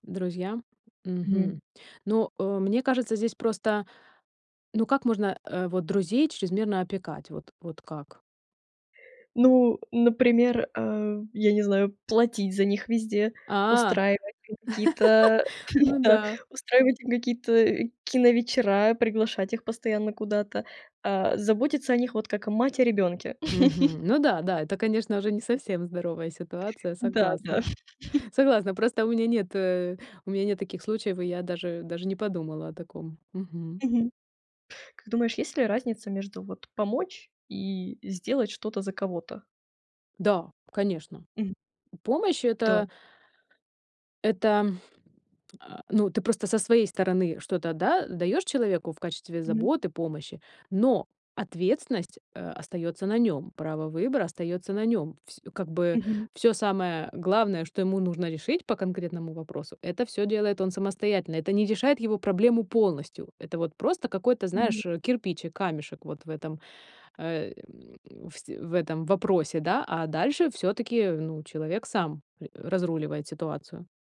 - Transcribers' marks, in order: chuckle; laugh; tapping; chuckle; chuckle; grunt
- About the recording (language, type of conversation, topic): Russian, podcast, Как отличить здоровую помощь от чрезмерной опеки?